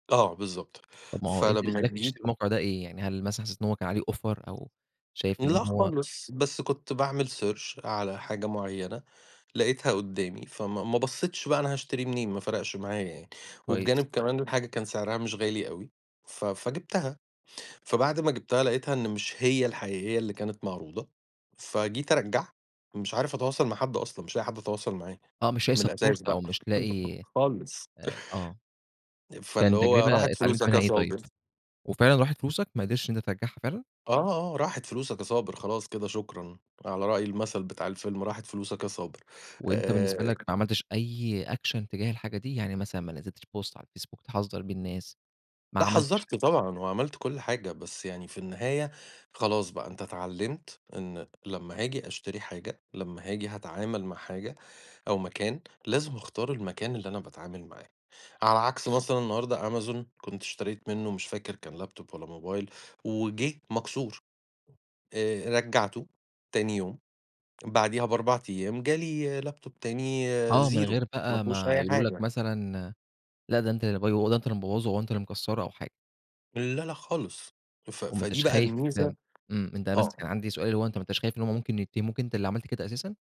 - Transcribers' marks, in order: tapping; in English: "offer"; in English: "search"; in English: "support"; laugh; in English: "أكشن"; in English: "بوست"; in English: "لابتوب"; in English: "لابتوب"
- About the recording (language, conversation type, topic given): Arabic, podcast, إزاي السوشيال ميديا بتأثر على طريقة لبسك؟